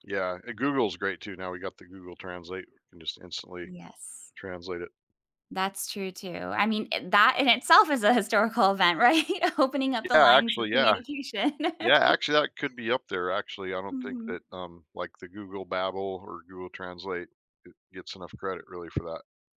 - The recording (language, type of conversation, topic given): English, unstructured, What event changed history the most?
- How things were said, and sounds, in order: laughing while speaking: "right? Opening"; laugh; tapping